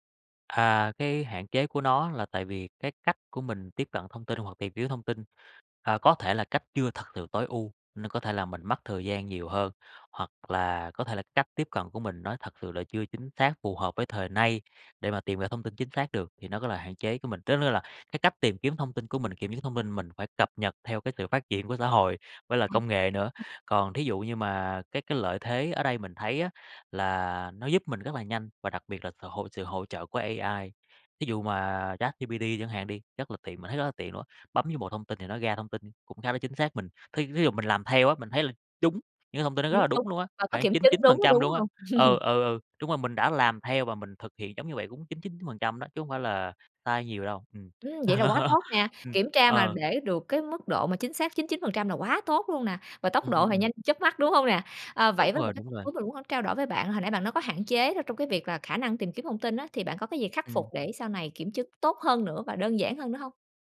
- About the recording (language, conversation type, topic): Vietnamese, podcast, Bạn có mẹo kiểm chứng thông tin đơn giản không?
- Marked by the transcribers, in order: tapping; laugh; laugh